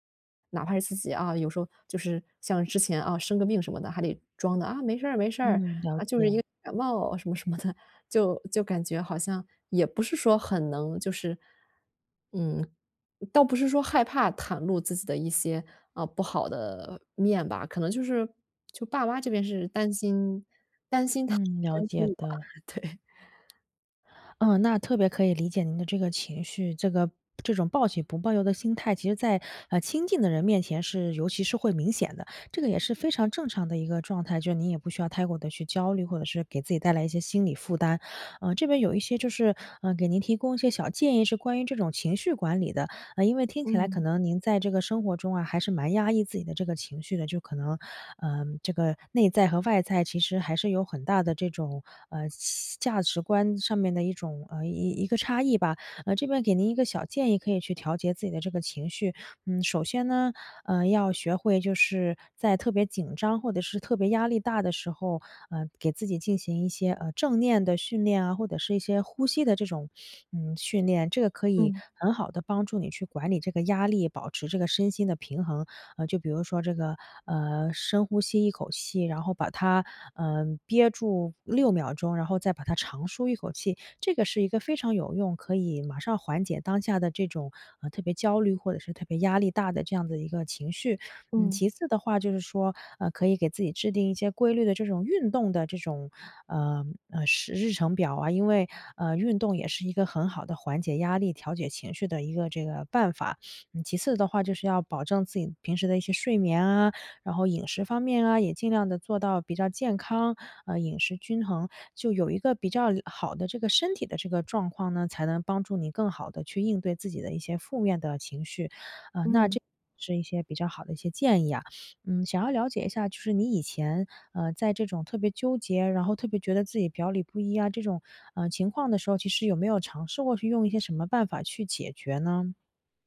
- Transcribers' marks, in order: put-on voice: "啊，没事儿，没事儿，啊，就是一个感冒"; laughing while speaking: "什么 什么的"; laughing while speaking: "对"
- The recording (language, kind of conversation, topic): Chinese, advice, 我怎样才能减少内心想法与外在行为之间的冲突？